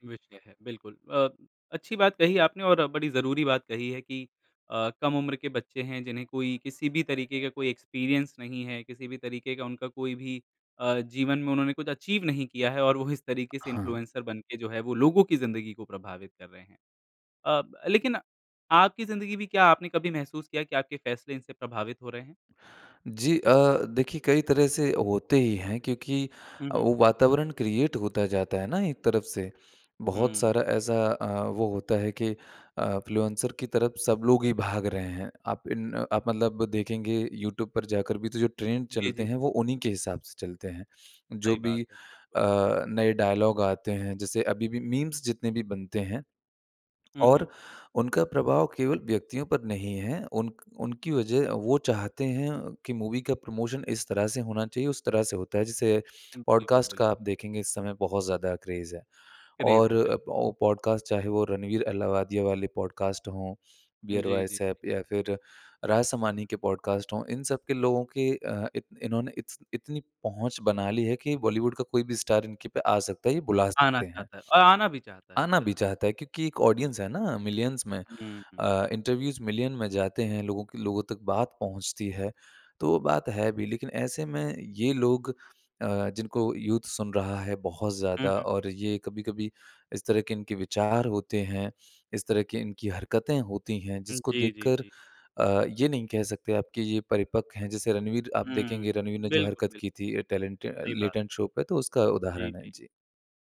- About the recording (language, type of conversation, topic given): Hindi, podcast, इन्फ्लुएंसर संस्कृति ने हमारी रोज़मर्रा की पसंद को कैसे बदल दिया है?
- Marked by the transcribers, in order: in English: "एक्सपीरियंस"; in English: "अचीव"; in English: "क्रिएट"; "इन्फ्लुएंसर" said as "फ्लुएंसर"; in English: "ट्रेंड"; in English: "डायलॉग"; in English: "मूवी"; in English: "प्रमोशन"; in English: "क्रेज़"; in English: "क्रेज़"; in English: "स्टार"; in English: "ऑडियंस"; in English: "मिलियंस"; in English: "इंटरव्यूज मिलियन"; in English: "यूथ"; in English: "टैलेंट"